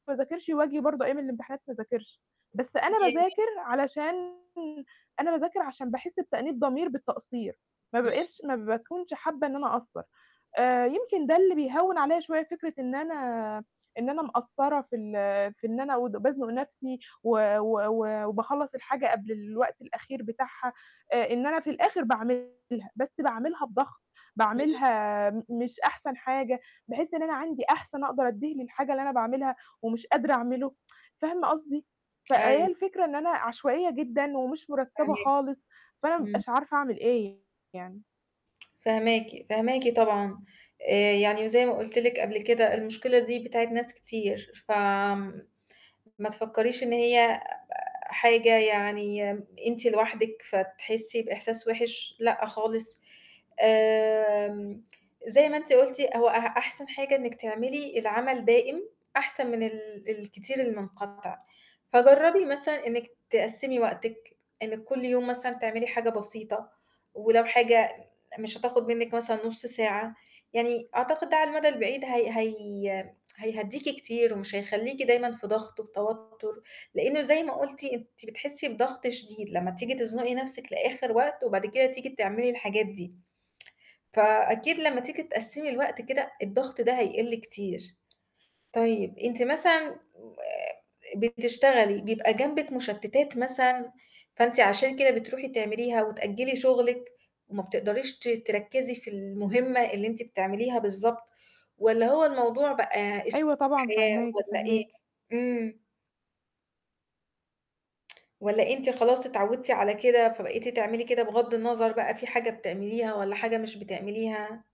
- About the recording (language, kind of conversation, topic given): Arabic, advice, إزاي أبطل أسوّف كتير وأقدر أخلّص مهامي قبل المواعيد النهائية؟
- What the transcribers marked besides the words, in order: tapping; unintelligible speech; distorted speech; mechanical hum; tsk; tsk